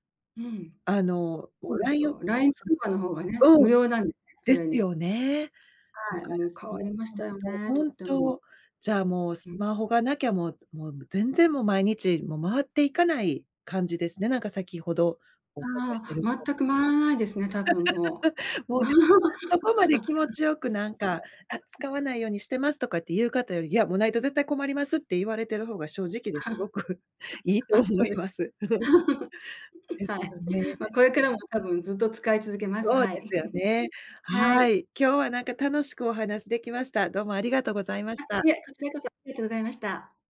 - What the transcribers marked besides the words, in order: laugh; laugh; chuckle; laughing while speaking: "すごくいいと思います"; chuckle; chuckle
- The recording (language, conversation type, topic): Japanese, podcast, 普段のスマホはどんなふうに使っていますか？